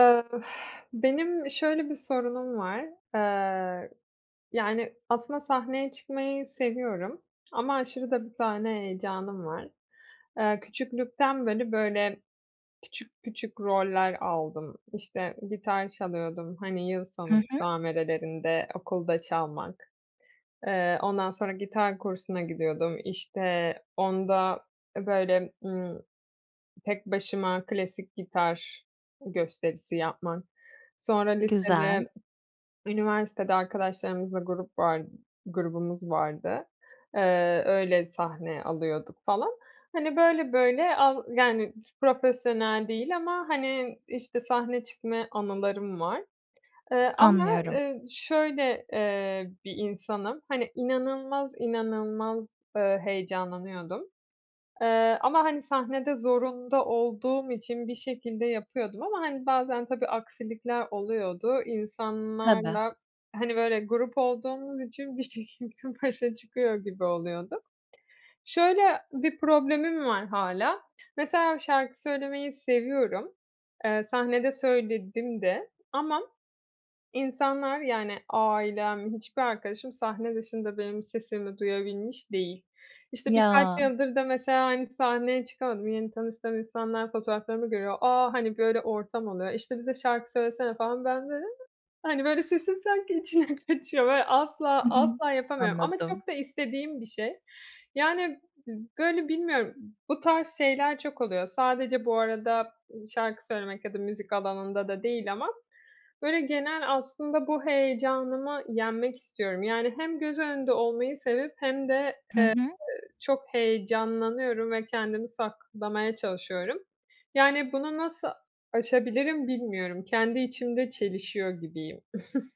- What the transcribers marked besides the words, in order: exhale; other background noise; swallow; laughing while speaking: "şekilde başa çıkıyor gibi"; laughing while speaking: "sesim sanki içine kaçıyor"; chuckle
- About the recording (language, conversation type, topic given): Turkish, advice, Sahneye çıkarken aşırı heyecan ve kaygıyı nasıl daha iyi yönetebilirim?